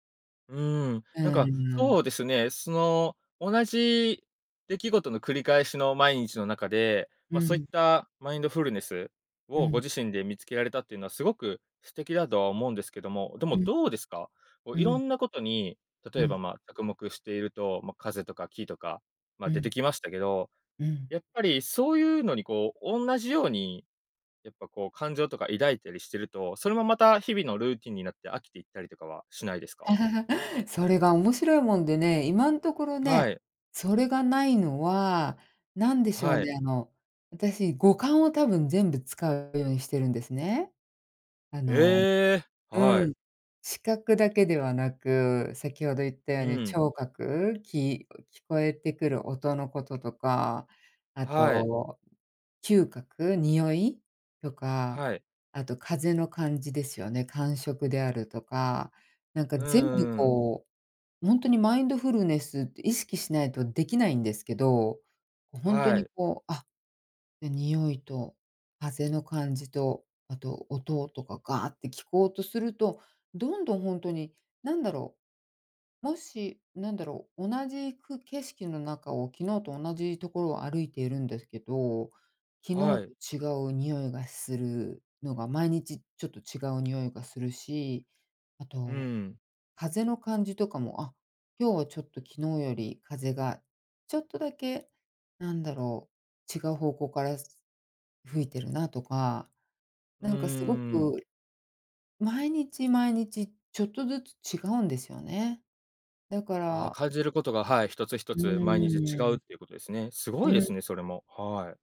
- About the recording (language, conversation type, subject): Japanese, podcast, 都会の公園でもできるマインドフルネスはありますか？
- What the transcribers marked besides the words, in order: laugh; surprised: "ええ"